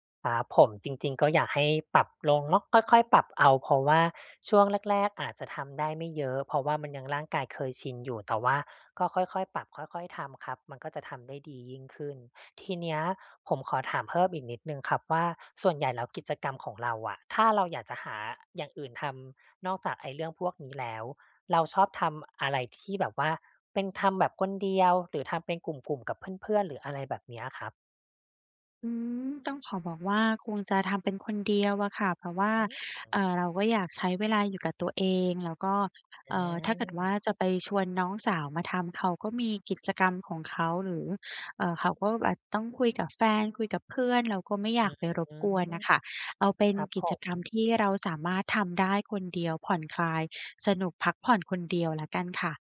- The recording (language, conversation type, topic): Thai, advice, จะจัดการเวลาว่างที่บ้านอย่างไรให้สนุกและได้พักผ่อนโดยไม่เบื่อ?
- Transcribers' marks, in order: tapping; other background noise